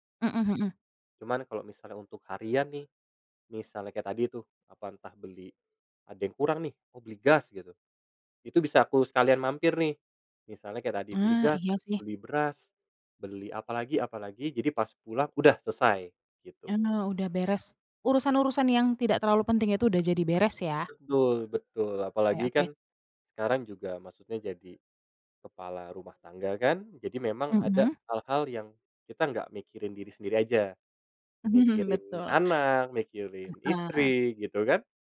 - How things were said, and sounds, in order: other background noise; "Karena" said as "eno"; laughing while speaking: "Mhm"
- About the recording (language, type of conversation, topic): Indonesian, podcast, Bagaimana caramu tetap tidur nyenyak saat pikiran terasa ramai?